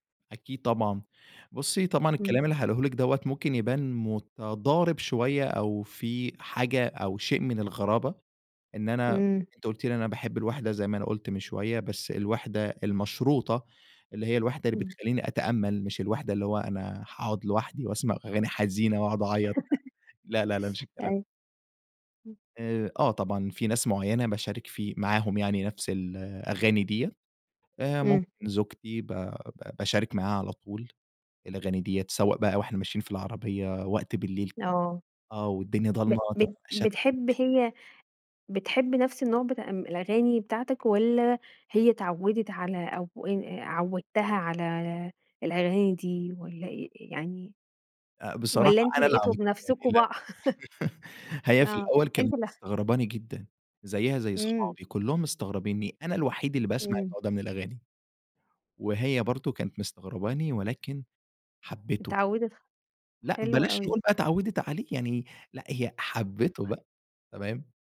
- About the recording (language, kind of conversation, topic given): Arabic, podcast, إيه دور الذكريات في حبّك لأغاني معيّنة؟
- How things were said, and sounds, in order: tapping; laugh; unintelligible speech; unintelligible speech; unintelligible speech; chuckle; unintelligible speech; chuckle